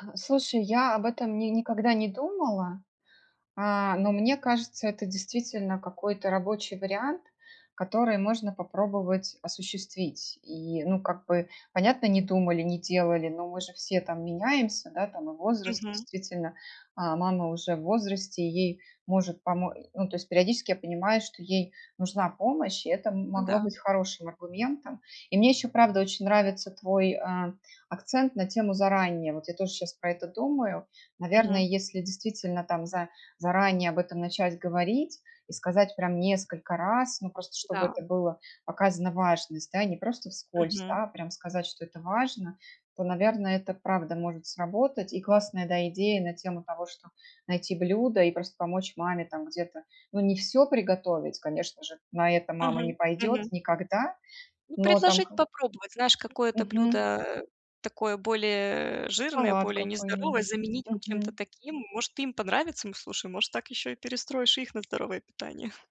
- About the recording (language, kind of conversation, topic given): Russian, advice, Как вежливо не поддаваться давлению при выборе еды?
- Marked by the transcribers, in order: none